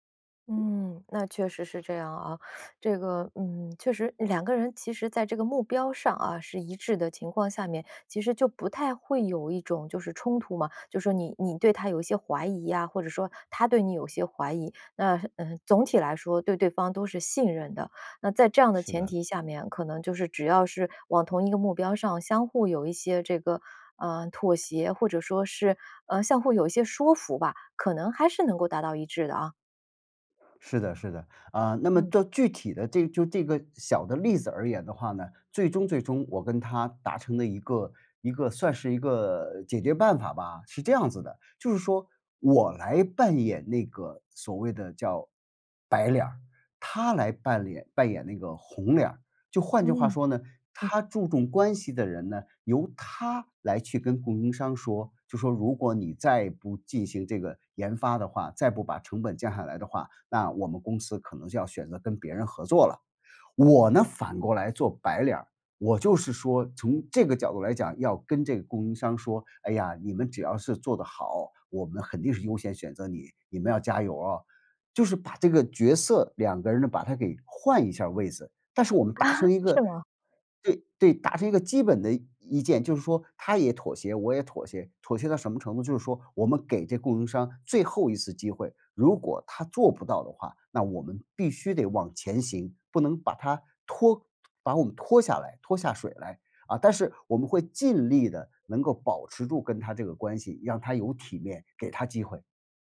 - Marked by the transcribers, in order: laughing while speaking: "啊，是吗？"
- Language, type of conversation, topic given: Chinese, podcast, 合作时你如何平衡个人风格？